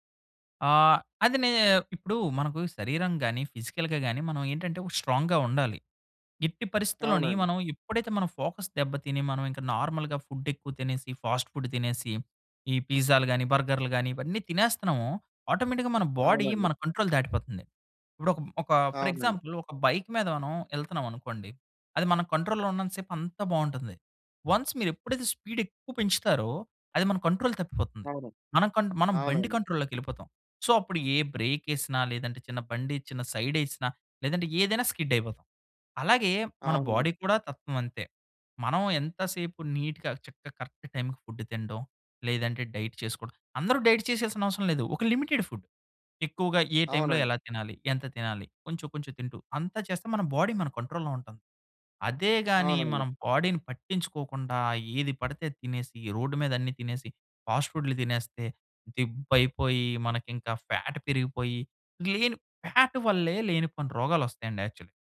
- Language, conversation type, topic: Telugu, podcast, యోగా చేసి చూడావా, అది నీకు ఎలా అనిపించింది?
- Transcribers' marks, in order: in English: "ఫిజికల్‌గా"; in English: "స్ట్రాంగ్‌గా"; in English: "ఫోకస్"; in English: "నార్మల్‌గా"; in English: "ఫాస్ట్ ఫుడ్"; in English: "ఆటోమేటిక్‌గా"; in English: "బాడీ"; in English: "కంట్రోల్"; in English: "ఫర్ ఎగ్జాంపుల్"; in English: "బైక్"; in English: "కంట్రోల్‌లో"; in English: "వన్స్"; in English: "కంట్రోల్"; tapping; in English: "సో"; in English: "బాడీ"; in English: "నీట్‌గా"; in English: "కరెక్ట్ టైంకి ఫుడ్"; in English: "డైట్"; in English: "డైట్"; in English: "లిమిటెడ్ ఫుడ్"; in English: "బాడీ"; in English: "బాడీని"; in English: "ఫ్యాట్"; in English: "ఫ్యాట్"; in English: "యాక్చలి"